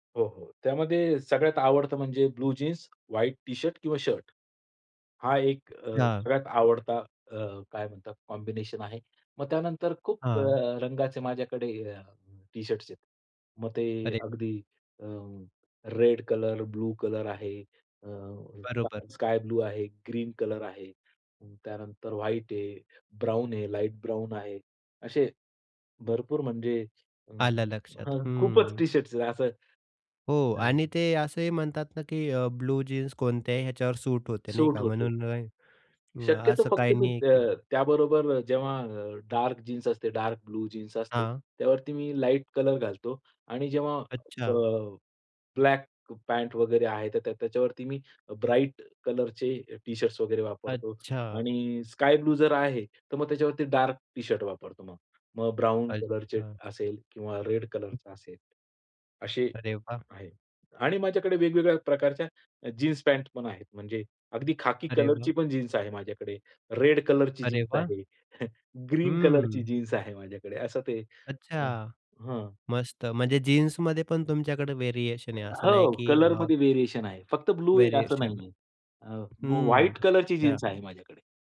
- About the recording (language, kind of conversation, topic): Marathi, podcast, तुम्ही फॅशनचे प्रवाह पाळता की स्वतःची वेगळी शैली जपता?
- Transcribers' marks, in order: other background noise; other noise; in English: "कॉम्बिनेशन"; chuckle